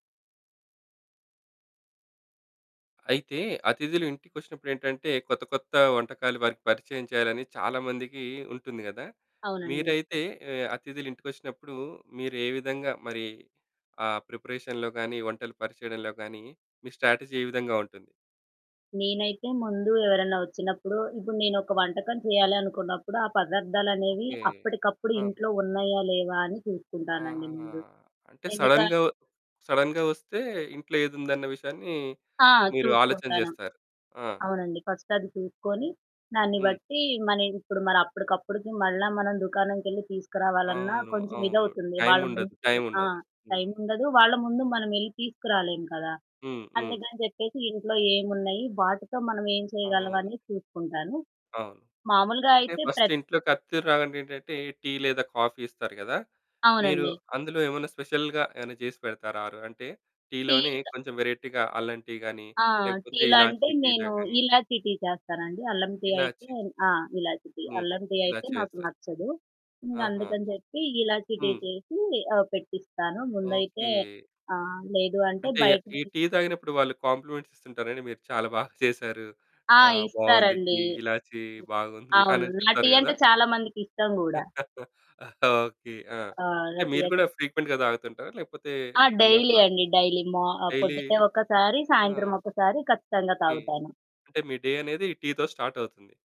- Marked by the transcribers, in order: other background noise; in English: "ప్రిపరేషన్‌లో"; in English: "స్ట్రాటజీ"; static; in English: "సడెన్‌గా"; in English: "సడెన్‌గా"; in English: "ఫస్ట్"; in English: "ఫస్ట్"; in English: "కాఫీ"; in English: "స్పెషల్‌గా"; in English: "వెరైటీగా"; in English: "కాంప్లిమెంట్స్"; giggle; chuckle; in English: "ఫ్రీక్వెంట్‌గా"; in English: "డైలీ"; in English: "డైలీ"; in English: "డైలీ?"; in English: "డే"; in English: "స్టార్ట్"
- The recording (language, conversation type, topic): Telugu, podcast, అతిథులకు కొత్త వంటకాలు పరిచయం చేయాలనుకుంటే మీరు ఏ విధానం అనుసరిస్తారు?
- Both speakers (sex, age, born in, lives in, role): female, 30-34, India, India, guest; male, 35-39, India, India, host